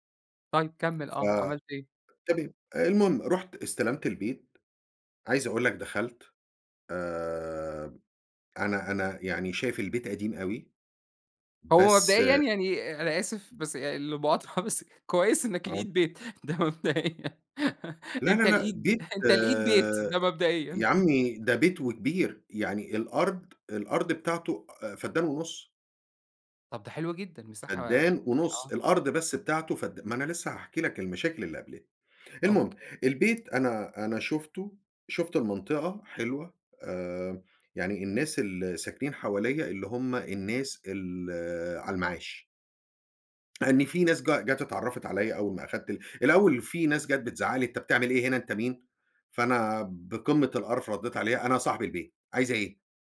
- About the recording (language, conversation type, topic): Arabic, podcast, احكيلي عن موقف حسّيت إنك خسرته، وفي الآخر طلع في صالحك إزاي؟
- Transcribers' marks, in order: laughing while speaking: "ده مبدئيًا"; chuckle